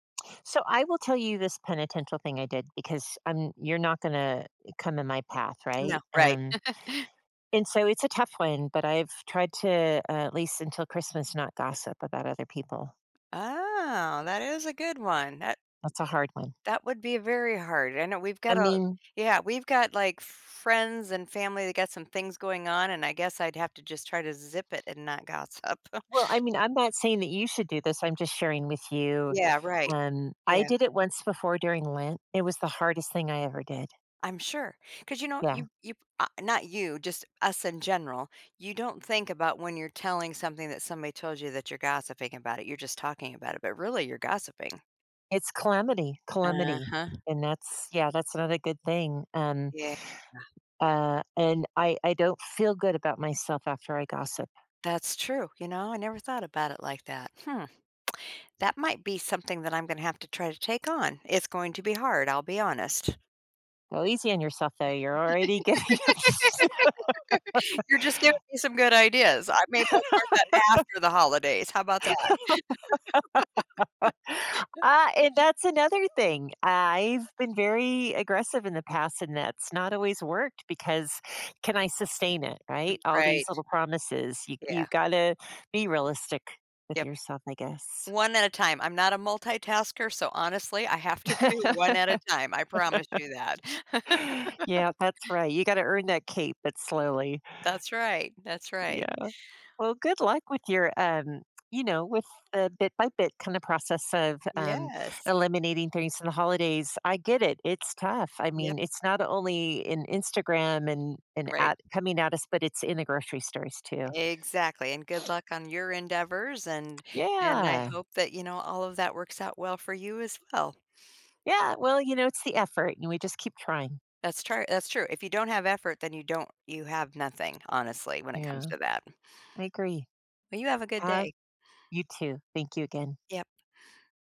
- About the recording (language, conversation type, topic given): English, unstructured, What's the best way to keep small promises to oneself?
- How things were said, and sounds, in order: laugh; other background noise; tapping; drawn out: "Oh"; laughing while speaking: "gossip"; lip smack; laugh; laughing while speaking: "getting up s"; laugh; laugh; laugh; laugh; laugh; tsk; sniff; tongue click